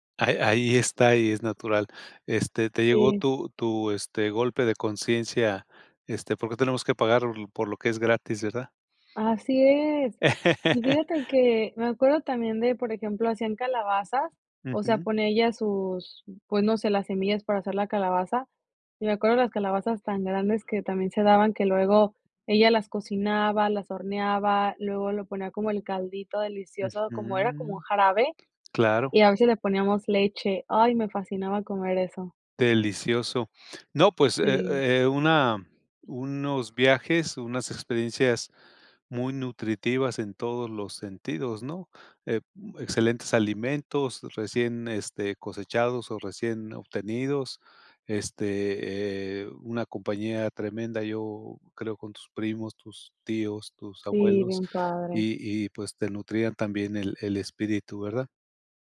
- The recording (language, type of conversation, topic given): Spanish, podcast, ¿Tienes alguna anécdota de viaje que todo el mundo recuerde?
- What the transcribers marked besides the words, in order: laugh